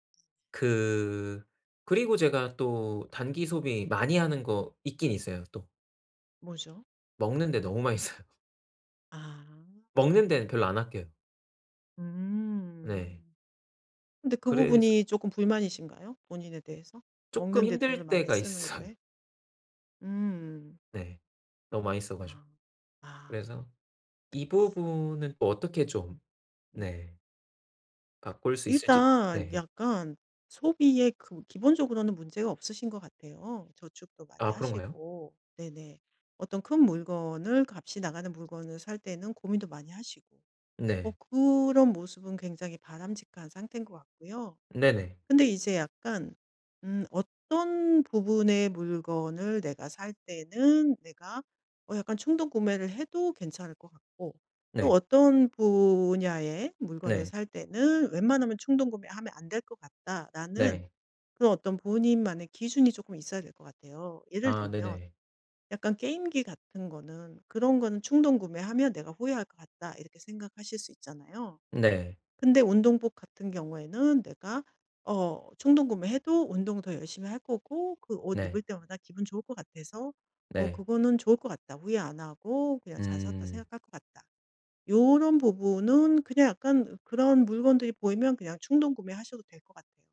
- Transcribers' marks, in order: laughing while speaking: "많이 써요"; laughing while speaking: "있어요"; other background noise
- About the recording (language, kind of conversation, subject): Korean, advice, 단기 소비와 장기 저축 사이에서 어떻게 균형을 맞추면 좋을까요?